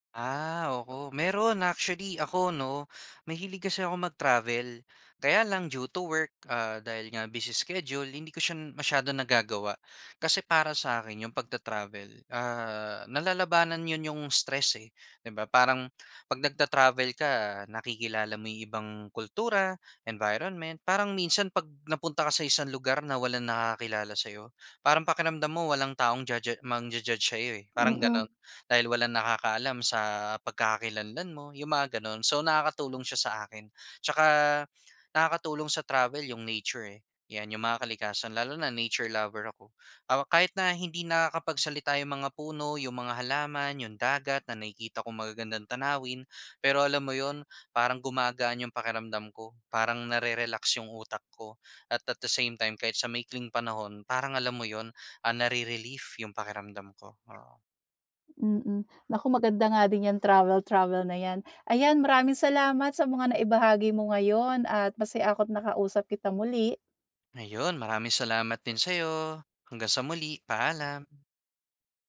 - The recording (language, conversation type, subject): Filipino, podcast, Paano mo ginagamit ang pagmumuni-muni para mabawasan ang stress?
- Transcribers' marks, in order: in English: "due to work"; in English: "busy schedule"; in English: "nature lover"; other background noise; in English: "at the same time"